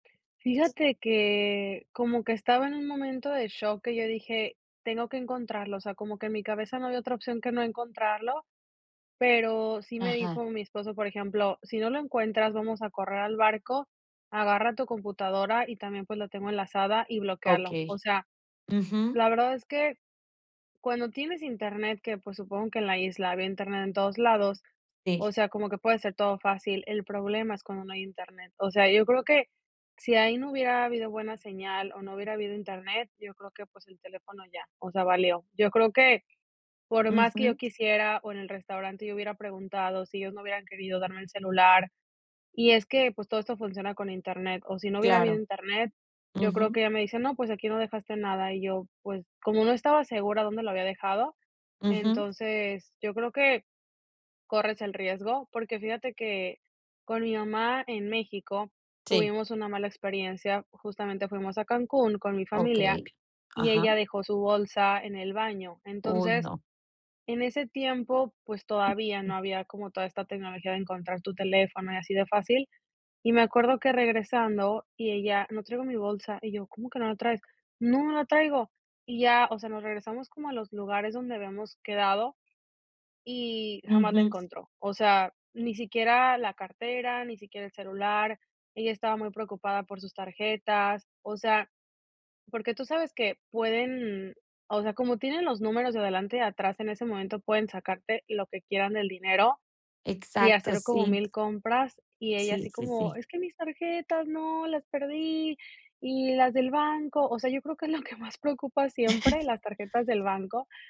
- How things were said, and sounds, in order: other background noise; drawn out: "que"; put-on voice: "Es que mis tarjetas ¡no! Las perdí. Y las del banco"; chuckle
- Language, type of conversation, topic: Spanish, podcast, ¿Qué hiciste cuando perdiste tu teléfono o tus tarjetas durante un viaje?